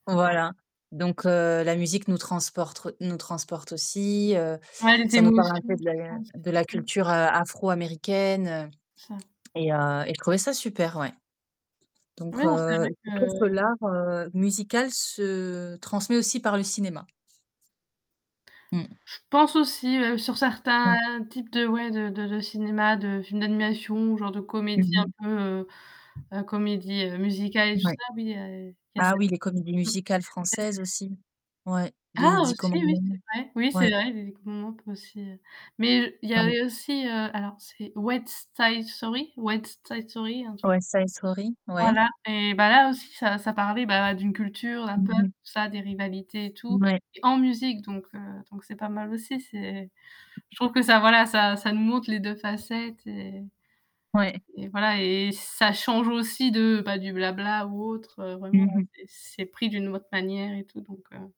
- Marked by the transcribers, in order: "transportre" said as "transporte"; distorted speech; other background noise; tapping; static; unintelligible speech; unintelligible speech; unintelligible speech
- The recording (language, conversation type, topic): French, unstructured, Aimez-vous découvrir d’autres cultures à travers l’art ou la musique ?